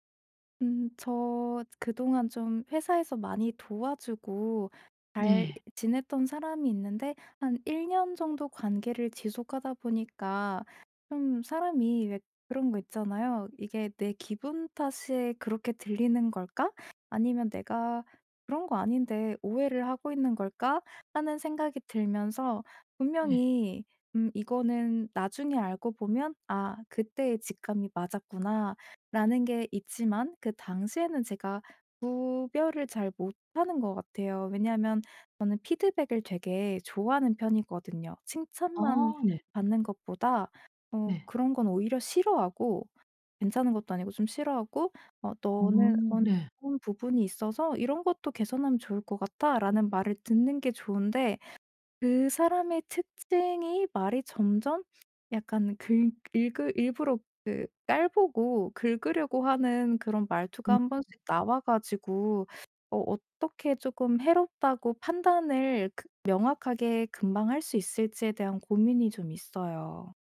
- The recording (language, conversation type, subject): Korean, advice, 건설적인 피드백과 파괴적인 비판은 어떻게 구별하나요?
- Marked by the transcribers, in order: other background noise; tapping